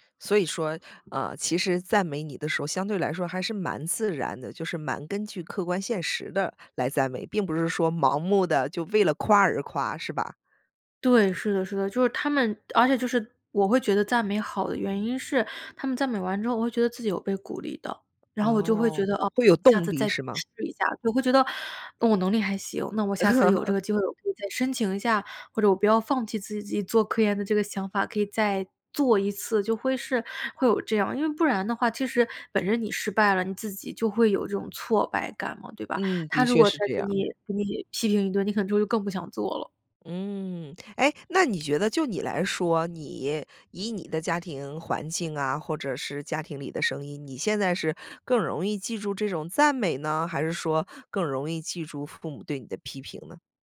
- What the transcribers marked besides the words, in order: other background noise; tapping; chuckle
- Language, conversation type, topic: Chinese, podcast, 你家里平时是赞美多还是批评多？